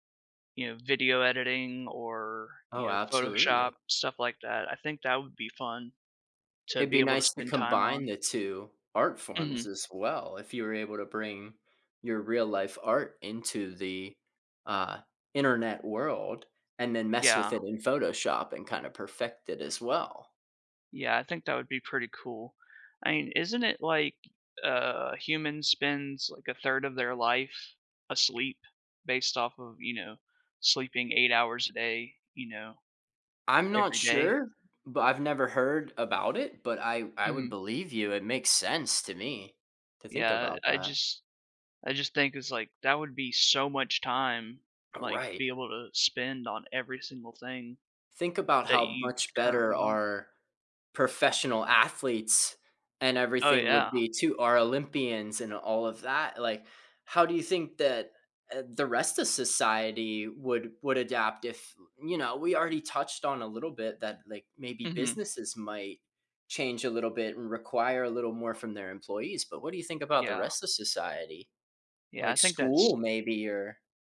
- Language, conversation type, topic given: English, unstructured, How would you prioritize your day without needing to sleep?
- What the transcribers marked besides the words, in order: other background noise; tapping